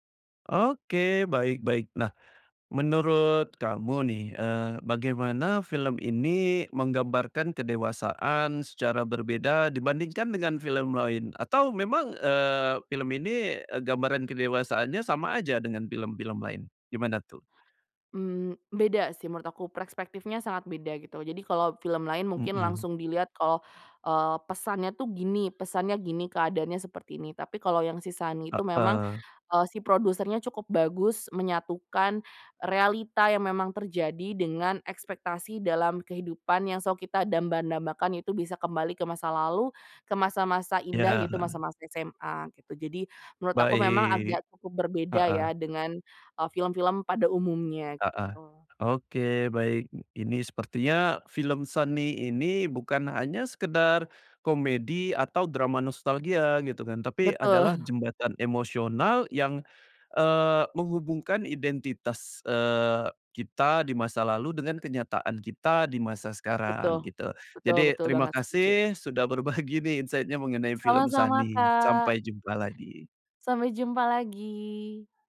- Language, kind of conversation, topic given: Indonesian, podcast, Film apa yang paling berkesan bagi kamu, dan kenapa?
- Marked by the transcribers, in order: other background noise; tapping; laughing while speaking: "Betul"; laughing while speaking: "berbagi"; in English: "insight-nya"